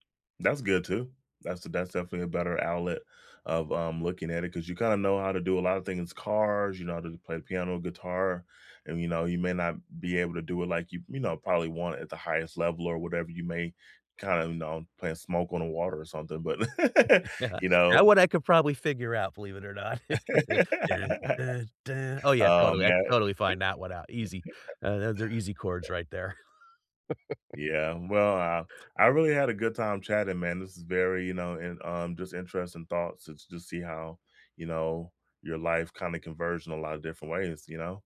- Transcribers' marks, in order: laughing while speaking: "Yeah"; laugh; laugh; humming a tune; chuckle; laugh
- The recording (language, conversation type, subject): English, unstructured, How did you first get into your favorite hobby?
- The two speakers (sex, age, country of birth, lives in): male, 35-39, United States, United States; male, 50-54, United States, United States